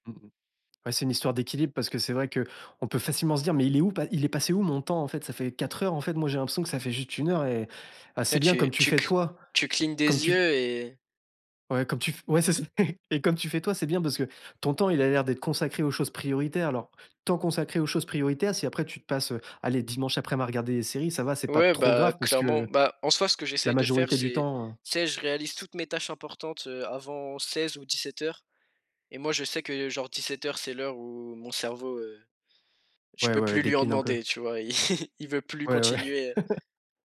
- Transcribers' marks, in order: stressed: "toi"; chuckle; tapping; other background noise; laughing while speaking: "Il"; chuckle
- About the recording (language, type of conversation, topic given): French, podcast, Que fais-tu quand la procrastination prend le dessus ?